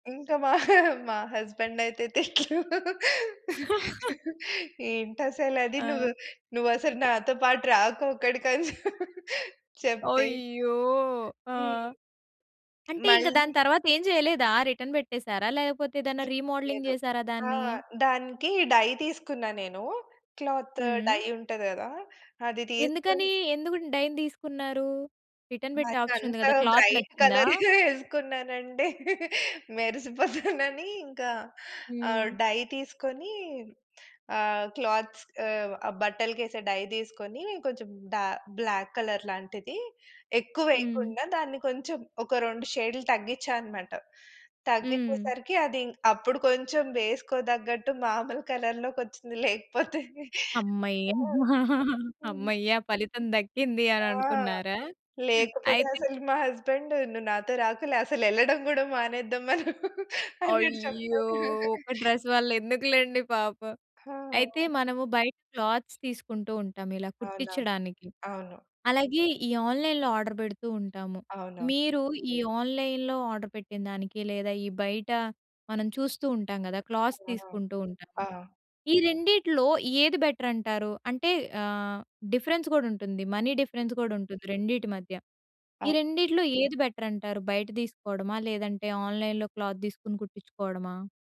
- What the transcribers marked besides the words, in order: laughing while speaking: "మా మా హస్బెండ్ అయితే తిట్లు … అని చెప్ చెప్తే"; in English: "హస్బెండ్"; laugh; in English: "రిటర్న్"; in English: "రీమోడలింగ్"; in English: "డై"; in English: "క్లాత్, డై"; in English: "డైన్"; in English: "రిటర్న్"; in English: "ఆప్షన్"; laughing while speaking: "బ్రైట్ కలర్ వేసుకున్నానంటె, మెరిసిపోతానని ఇంకా, ఆహ్"; in English: "బ్రైట్ కలర్"; in English: "క్లాత్"; in English: "డై"; in English: "క్లాత్స్"; in English: "డై"; in English: "బ్లాక్ కలర్"; in English: "షేడ్లు"; in English: "కలర్‌లోకొచ్చింది"; laughing while speaking: "అమ్మయ్య! అమ్మ! అమ్మయ్య! ఫలితం దక్కింది అని అనుకున్నారా?"; tapping; laughing while speaking: "అసలు వెళ్ళడం కూడా మానేద్దాం అన్నట్టు చెప్పాడు"; laughing while speaking: "అయ్యో! ఒక డ్రెస్ వల్ల ఎందుకులెండి పాపం"; in English: "డ్రెస్"; in English: "క్లాత్స్"; other background noise; in English: "ఆన్‌లైన్‌లొ ఆర్డర్"; in English: "ఆన్‌లైన్‌లొ ఆర్డర్"; in English: "క్లాత్స్"; in English: "బెటర్"; in English: "డిఫరెన్స్"; in English: "మనీ డిఫరెన్స్"; in English: "బెటర్"; in English: "ఆన్‌లైన్‌లొ క్లాత్"
- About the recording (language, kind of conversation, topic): Telugu, podcast, పాత దుస్తులను కొత్తగా మలచడం గురించి మీ అభిప్రాయం ఏమిటి?